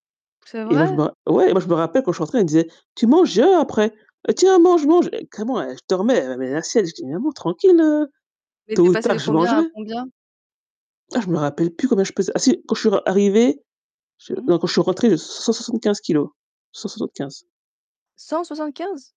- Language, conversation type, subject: French, unstructured, Comment définirais-tu le bonheur dans ta vie quotidienne ?
- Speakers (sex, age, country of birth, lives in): female, 35-39, Thailand, France; female, 40-44, France, United States
- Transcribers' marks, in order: none